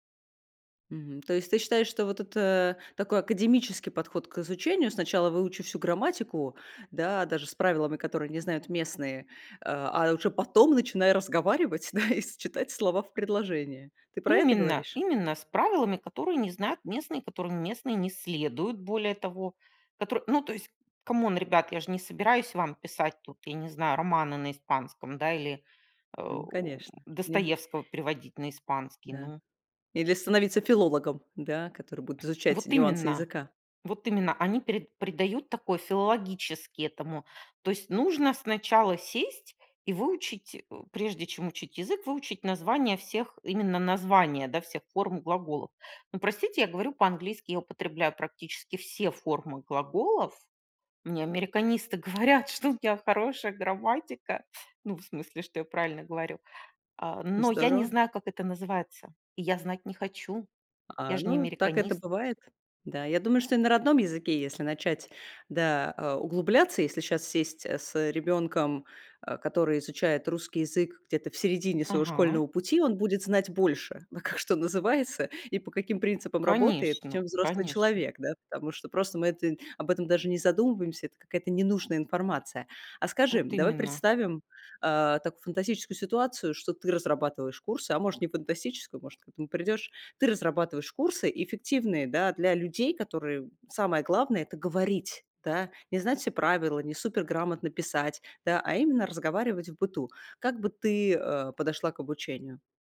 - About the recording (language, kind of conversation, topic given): Russian, podcast, Как ты учил(а) иностранный язык и что тебе в этом помогло?
- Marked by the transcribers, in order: laughing while speaking: "да"; in English: "come on"; chuckle; other background noise; tapping; laughing while speaking: "говорят, что"; chuckle